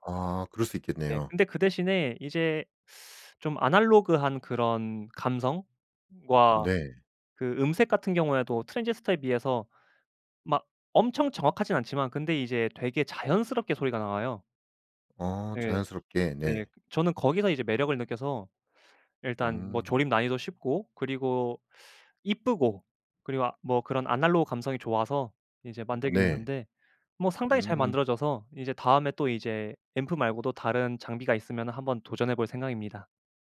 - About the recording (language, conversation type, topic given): Korean, podcast, 취미를 오래 유지하는 비결이 있다면 뭐예요?
- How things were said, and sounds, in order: teeth sucking; other background noise